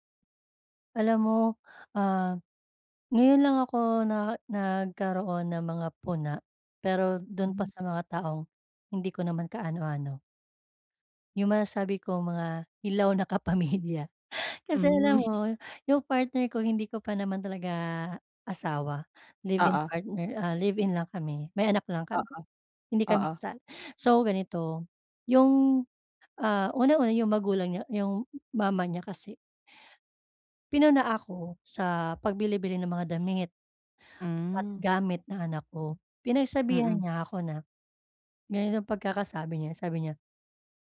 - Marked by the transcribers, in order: other background noise; chuckle; tapping
- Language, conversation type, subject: Filipino, advice, Paano ako makikipag-usap nang mahinahon at magalang kapag may negatibong puna?